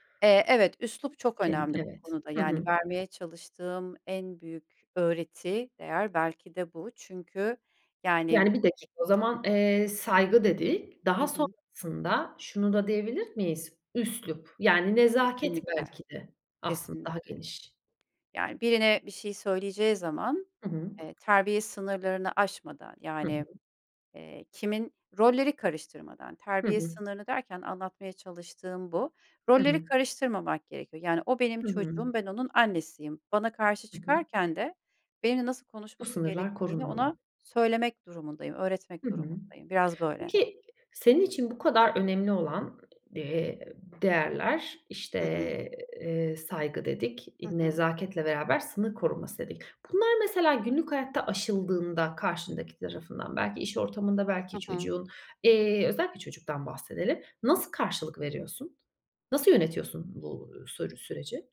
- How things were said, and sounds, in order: unintelligible speech; other background noise; tapping
- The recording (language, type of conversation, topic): Turkish, podcast, Sence çocuk yetiştirirken en önemli değerler hangileridir?